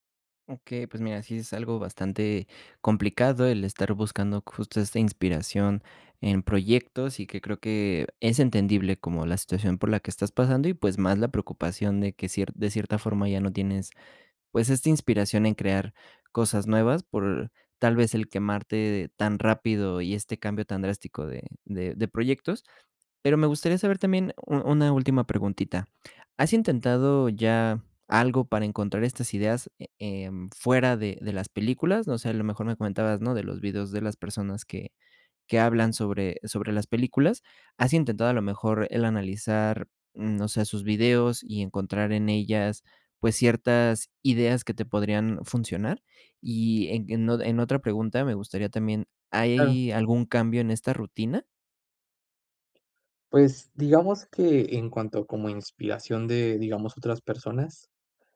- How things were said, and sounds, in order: tapping
- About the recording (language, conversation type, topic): Spanish, advice, ¿Qué puedo hacer si no encuentro inspiración ni ideas nuevas?